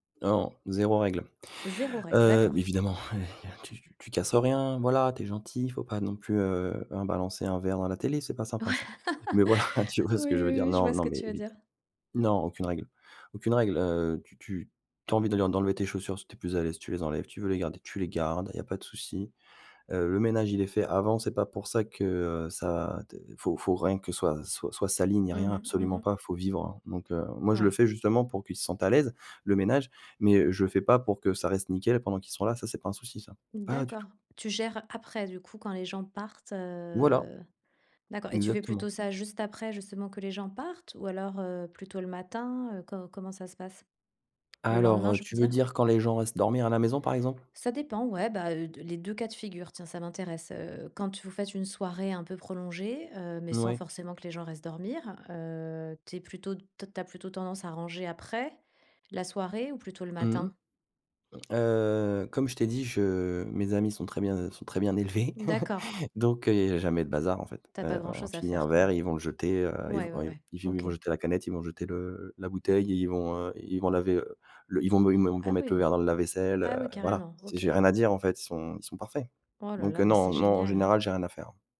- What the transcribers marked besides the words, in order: tapping; chuckle; laughing while speaking: "voilà"; laugh; laughing while speaking: "Ouais"; drawn out: "Heu"; chuckle
- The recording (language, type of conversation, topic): French, podcast, Que faites-vous pour accueillir un invité chez vous ?